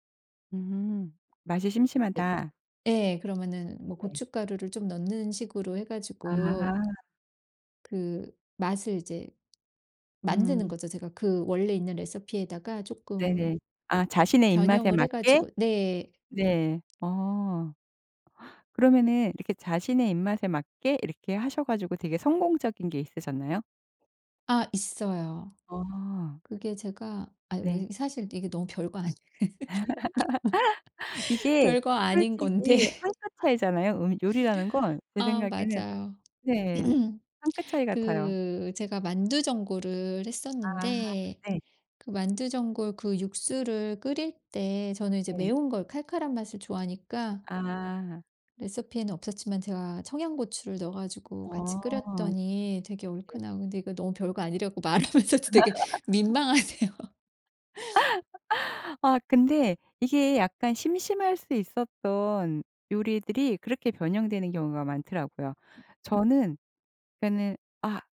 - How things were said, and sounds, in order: other background noise; tapping; laugh; background speech; laugh; laughing while speaking: "건데"; throat clearing; laugh; laughing while speaking: "말하면서도 되게 민망하네요"; laugh
- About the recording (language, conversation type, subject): Korean, podcast, 레시피를 변형할 때 가장 중요하게 생각하는 점은 무엇인가요?
- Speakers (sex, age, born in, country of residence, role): female, 50-54, South Korea, United States, guest; female, 55-59, South Korea, United States, host